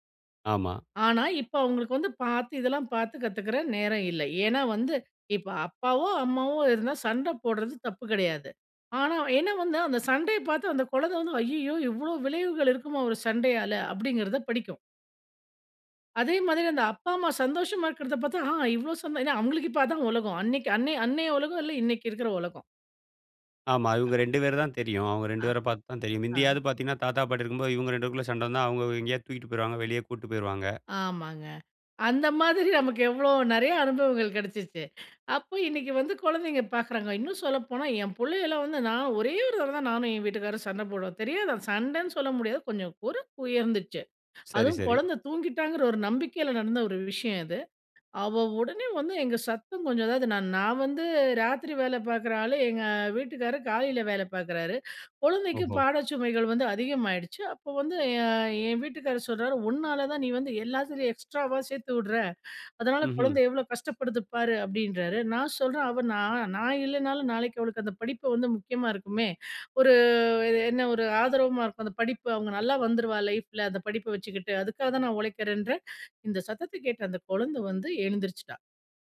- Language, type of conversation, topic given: Tamil, podcast, குழந்தைகளுக்கு உணர்ச்சிகளைப் பற்றி எப்படி விளக்குவீர்கள்?
- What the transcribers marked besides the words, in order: other background noise; "உலகம்" said as "உலகோ"; "முந்தியாவது" said as "மிந்தியாது"; laughing while speaking: "அந்த மாதிரி நமக்கு எவ்வளோ நெறைய அனுபவங்கள் கிடைச்சிச்சு"; in English: "எக்ஸ்ட்ராவா"; drawn out: "ஒரு"; "ஆதரவா" said as "ஆதரமா"